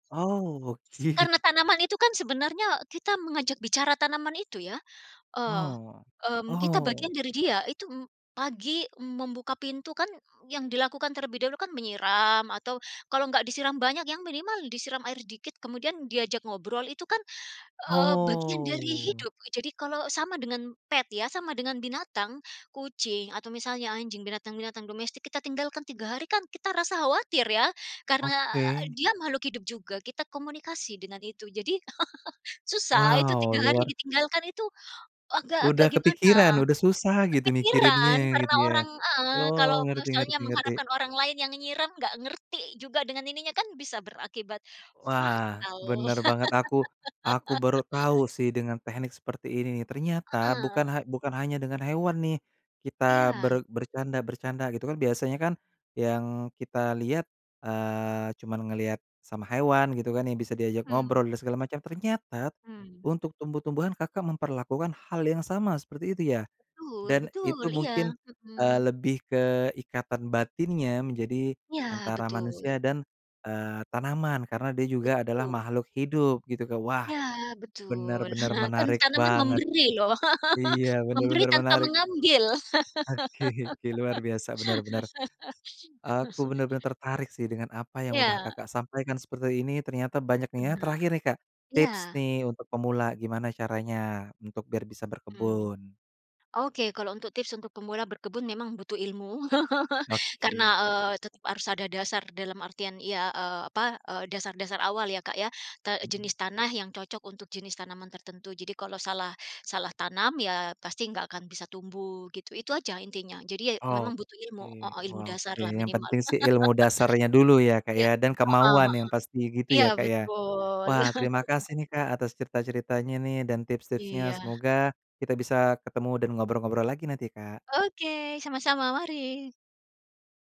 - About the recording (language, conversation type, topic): Indonesian, podcast, Kenapa kamu tertarik mulai berkebun, dan bagaimana caranya?
- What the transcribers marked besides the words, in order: other background noise; drawn out: "Oh"; in English: "pet"; laugh; laugh; chuckle; laugh; laugh; chuckle; laugh; chuckle